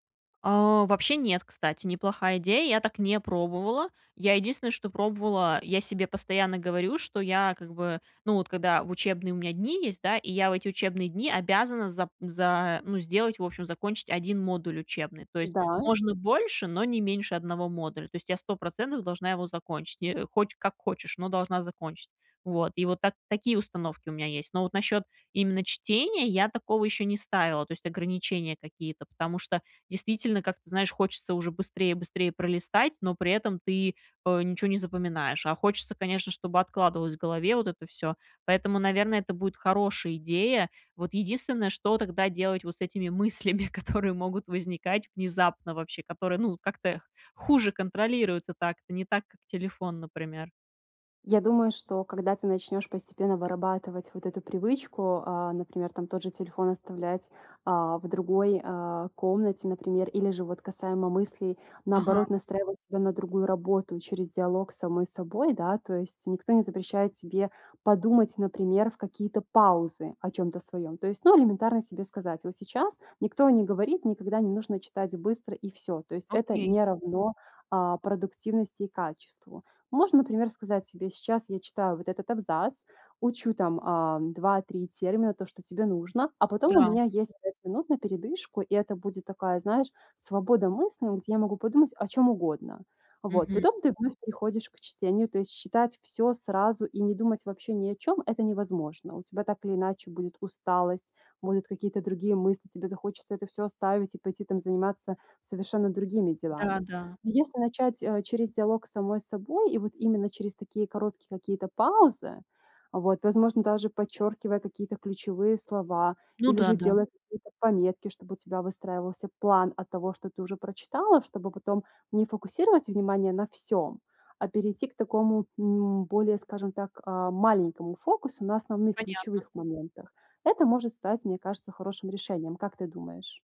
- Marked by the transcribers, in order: tapping; laughing while speaking: "мыслями, которые"
- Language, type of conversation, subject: Russian, advice, Как снова научиться получать удовольствие от чтения, если трудно удерживать внимание?